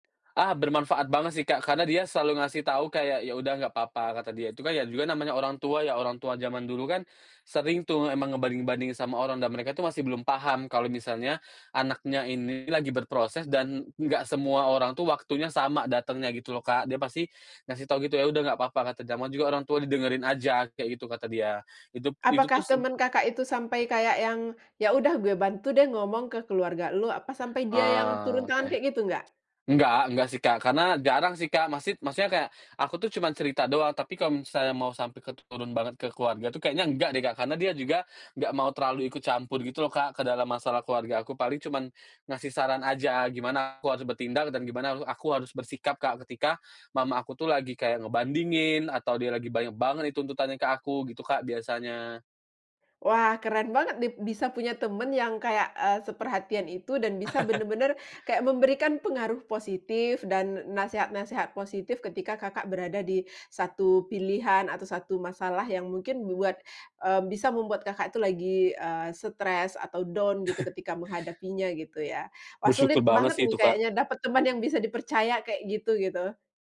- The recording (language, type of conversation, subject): Indonesian, podcast, Bagaimana peran teman atau keluarga saat kamu sedang stres?
- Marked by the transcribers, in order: other background noise; chuckle; in English: "down"; chuckle